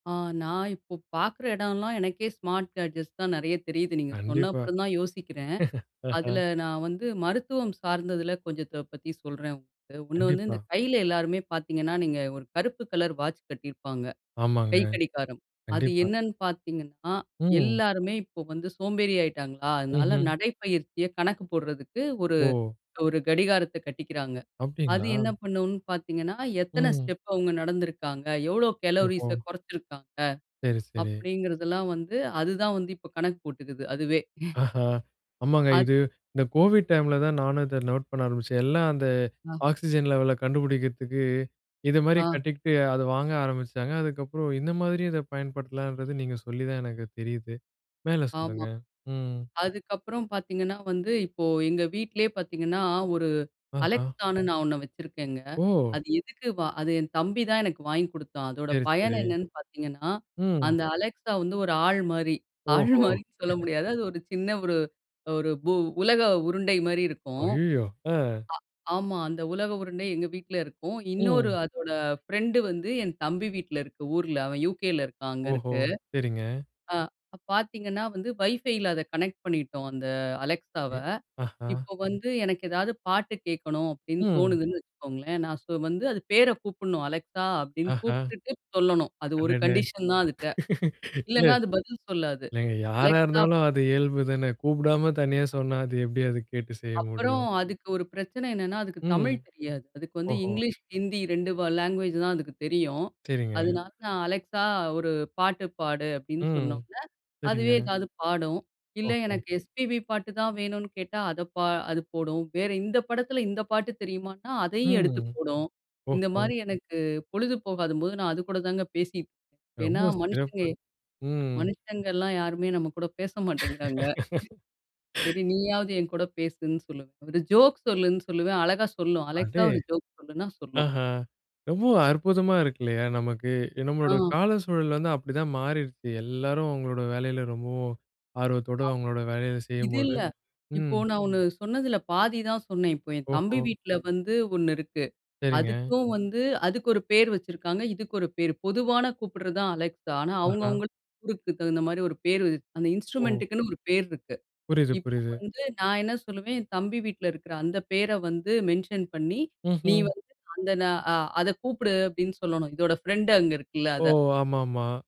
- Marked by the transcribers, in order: in English: "ஸ்மார்ட் கேட்ஜெட்ஸ்"; laugh; in English: "ஸ்டெப்"; in English: "கலோரிஸ"; other background noise; in English: "கோவிட் டைம்ல"; tapping; in English: "நோட்"; in English: "ஆக்ஸிஜன் லெவல"; laughing while speaking: "ஆள் மாரின்னு"; laugh; in English: "வைஃபைல"; in English: "கனெக்ட்"; laugh; in English: "கண்டிஷன்"; other noise; in English: "லாங்குவேஜ்"; laugh; in English: "ஜோக்"; in English: "ஜோக்"; in English: "இன்ஸ்ட்ரூமென்ட்டுக்குன்னு"; in English: "மென்ஷன்"
- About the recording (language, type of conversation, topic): Tamil, podcast, ஸ்மார்ட் சாதனங்கள் நமக்கு என்ன நன்மைகளை தரும்?